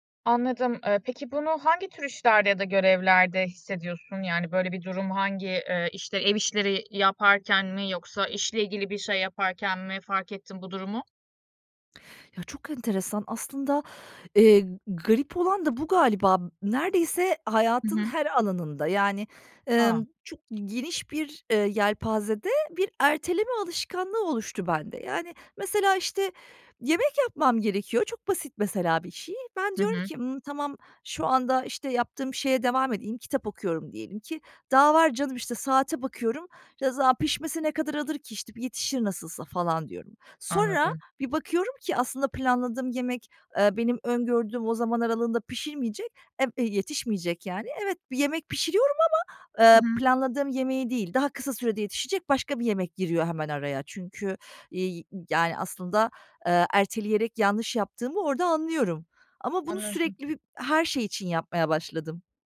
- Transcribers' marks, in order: other background noise
- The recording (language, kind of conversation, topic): Turkish, advice, Sürekli erteleme ve son dakika paniklerini nasıl yönetebilirim?